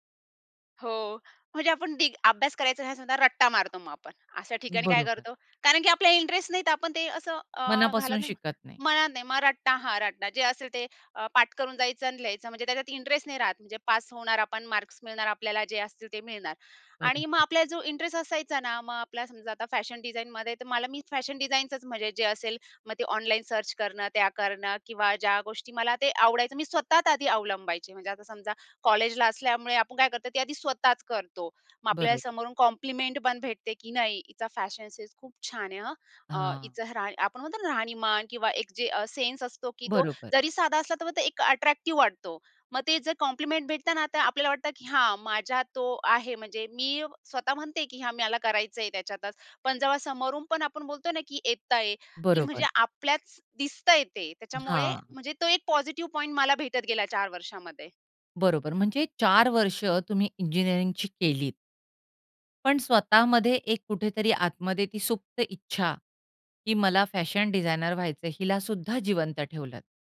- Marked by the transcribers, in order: tapping; other background noise; in English: "सर्च"; in English: "कॉम्प्लिमेंट"; in English: "कॉम्प्लिमेंट"
- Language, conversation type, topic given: Marathi, podcast, तुम्ही समाजाच्या अपेक्षांमुळे करिअरची निवड केली होती का?